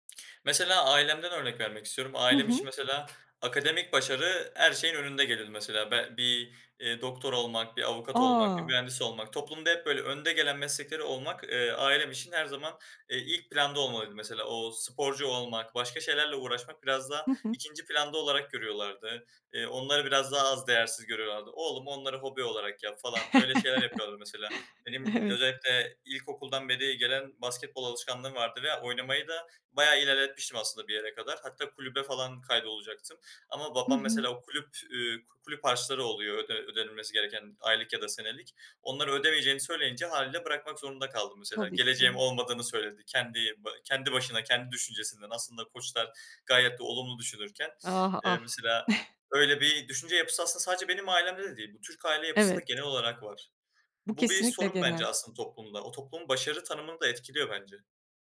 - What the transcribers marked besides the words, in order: tapping; chuckle; other background noise; chuckle
- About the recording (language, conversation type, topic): Turkish, podcast, Toplumun başarı tanımı seni etkiliyor mu?